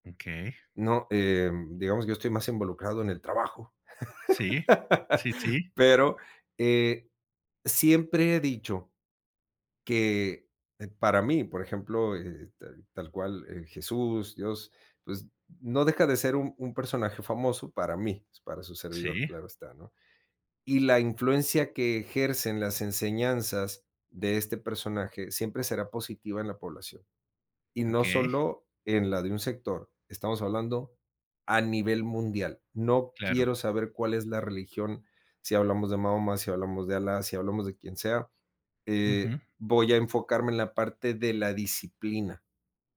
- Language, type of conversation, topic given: Spanish, podcast, ¿Qué papel tienen las personas famosas en la cultura?
- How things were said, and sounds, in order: laugh